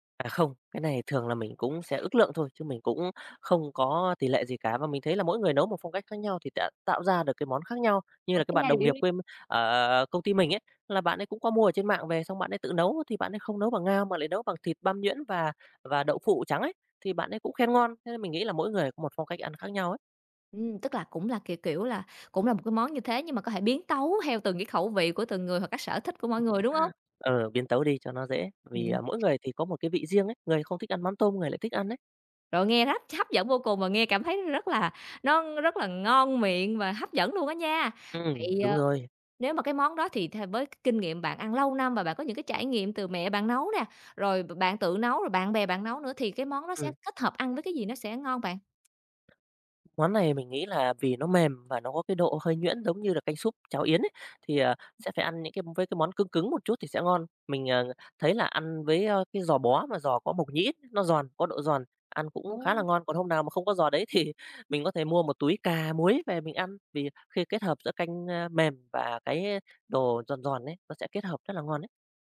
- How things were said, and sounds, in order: other background noise; tapping; unintelligible speech; laugh; laughing while speaking: "thì"
- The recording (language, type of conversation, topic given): Vietnamese, podcast, Bạn có thể kể về món ăn tuổi thơ khiến bạn nhớ mãi không quên không?